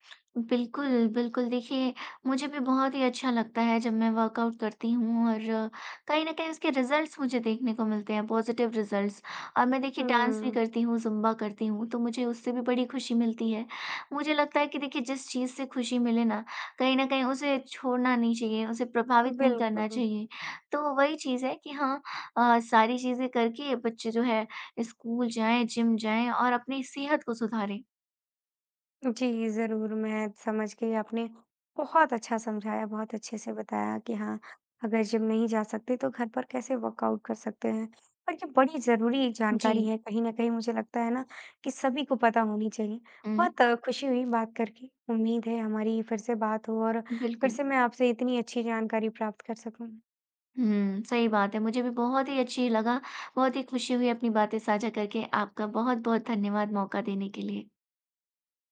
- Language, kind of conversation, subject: Hindi, podcast, जिम नहीं जा पाएं तो घर पर व्यायाम कैसे करें?
- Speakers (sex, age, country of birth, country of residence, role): female, 20-24, India, India, guest; female, 20-24, India, India, host
- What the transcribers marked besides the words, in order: in English: "वर्कआउट"; in English: "रिज़ल्ट्स"; in English: "पॉज़िटिव रिज़ल्ट्स"; in English: "डांस"; tapping; in English: "वर्कआउट"